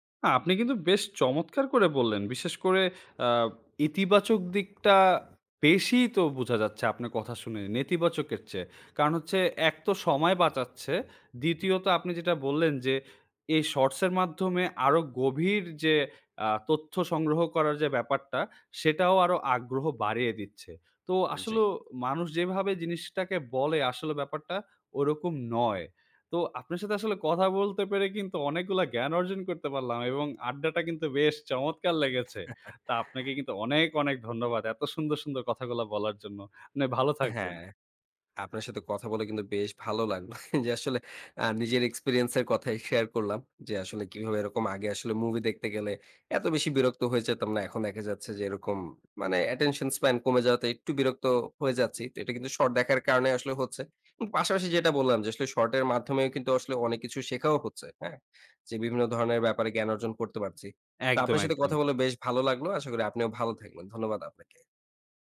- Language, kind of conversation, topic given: Bengali, podcast, ক্ষুদ্রমেয়াদি ভিডিও আমাদের দেখার পছন্দকে কীভাবে বদলে দিয়েছে?
- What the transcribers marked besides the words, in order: tapping; chuckle; chuckle; laughing while speaking: "যে আসলে"; other background noise; in English: "attention span"